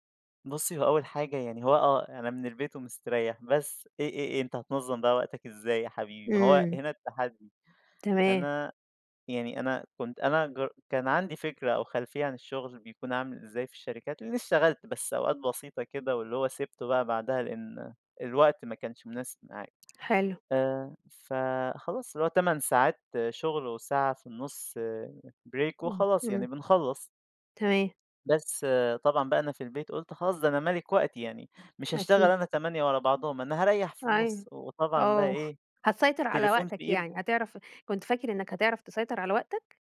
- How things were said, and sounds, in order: in English: "break"; chuckle
- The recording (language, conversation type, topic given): Arabic, podcast, إيه تجاربك مع الشغل من البيت؟